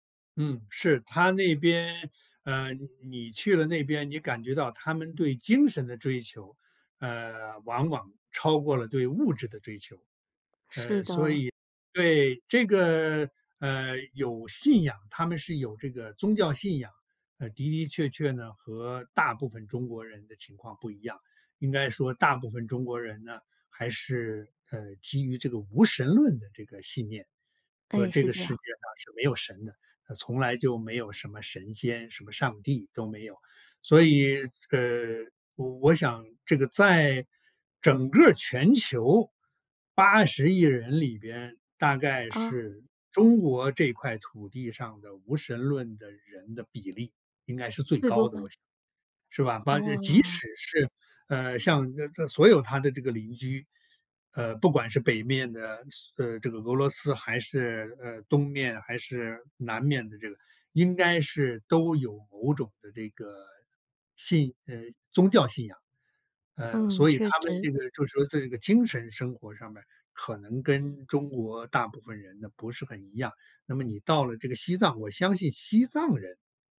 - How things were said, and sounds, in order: other background noise
- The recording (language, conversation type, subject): Chinese, podcast, 你觉得有哪些很有意义的地方是每个人都应该去一次的？